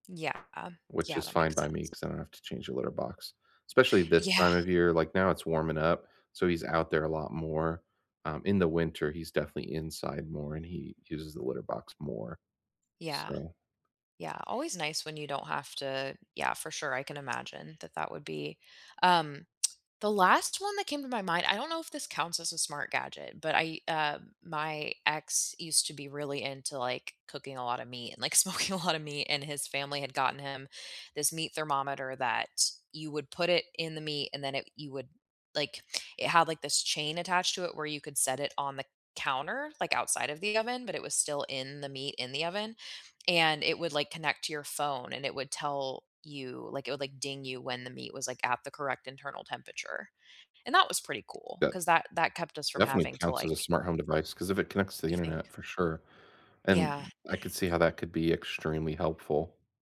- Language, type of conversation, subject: English, unstructured, Which smart home gadgets truly make your life easier, and what stories prove it?
- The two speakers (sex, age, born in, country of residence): female, 30-34, United States, United States; male, 40-44, United States, United States
- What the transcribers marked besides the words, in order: tapping; laughing while speaking: "smoking"; other background noise